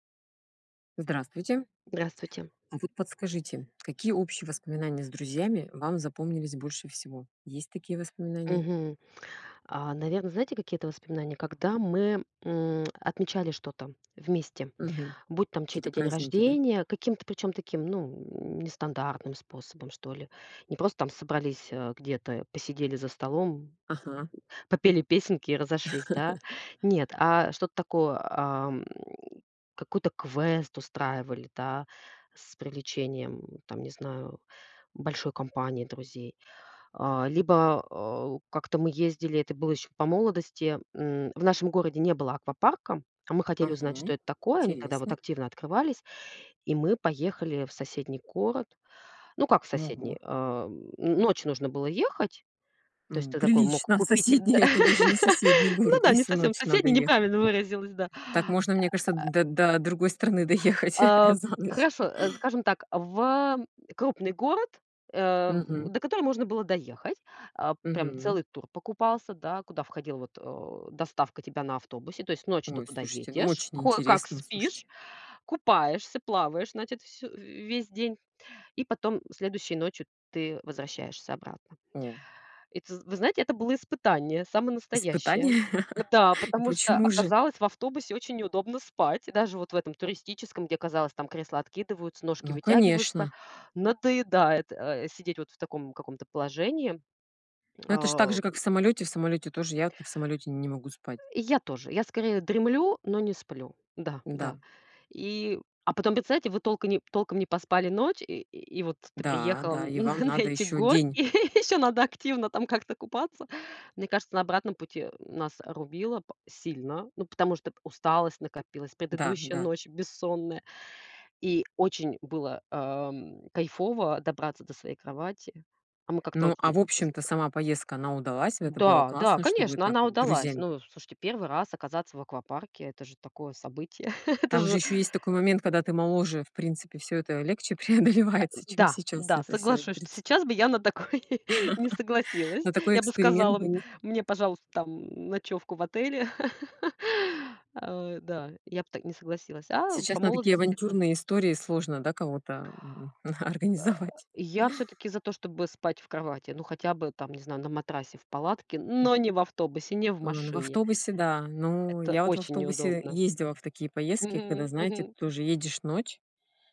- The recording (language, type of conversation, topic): Russian, unstructured, Какие общие воспоминания с друзьями тебе запомнились больше всего?
- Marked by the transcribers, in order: lip smack; tapping; "Какие-то" said as "кито"; chuckle; laugh; grunt; laughing while speaking: "доехать за ночь"; laugh; laughing while speaking: "и и ещё надо"; chuckle; laughing while speaking: "преодолевается"; laughing while speaking: "такое"; chuckle; laugh; laughing while speaking: "организовать"; grunt